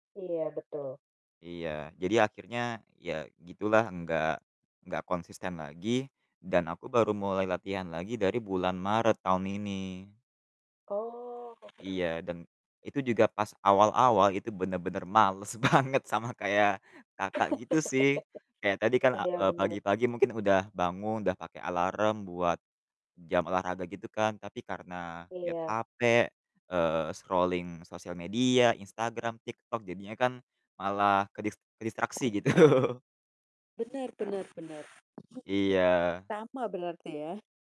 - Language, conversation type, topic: Indonesian, unstructured, Bagaimana cara memotivasi diri agar tetap aktif bergerak?
- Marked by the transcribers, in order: distorted speech; other background noise; laughing while speaking: "banget sama"; laugh; in English: "scrolling"; laughing while speaking: "gitu"; chuckle